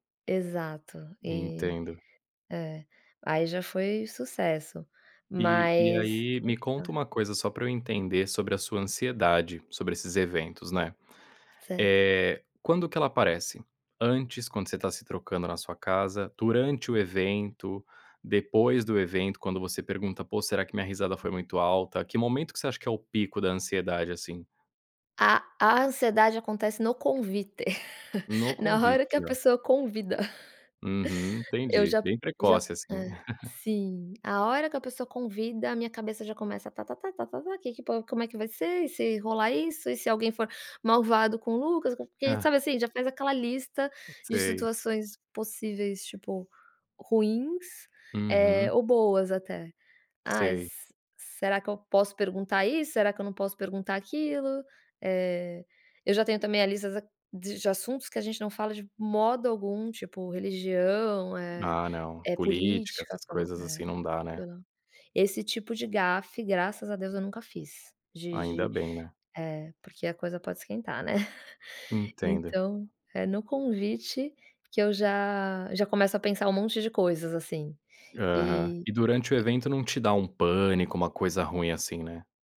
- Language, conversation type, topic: Portuguese, advice, Como você descreve sua ansiedade social em eventos e o medo de não ser aceito?
- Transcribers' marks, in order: unintelligible speech; tapping; chuckle; chuckle; chuckle; other background noise; chuckle